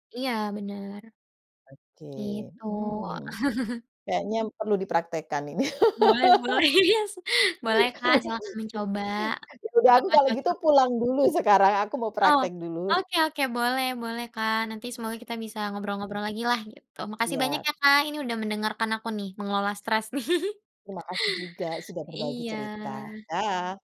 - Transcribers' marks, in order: other background noise; chuckle; laugh; laughing while speaking: "iya sih"; chuckle
- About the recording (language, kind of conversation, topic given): Indonesian, podcast, Bagaimana cara kamu mengelola stres sehari-hari?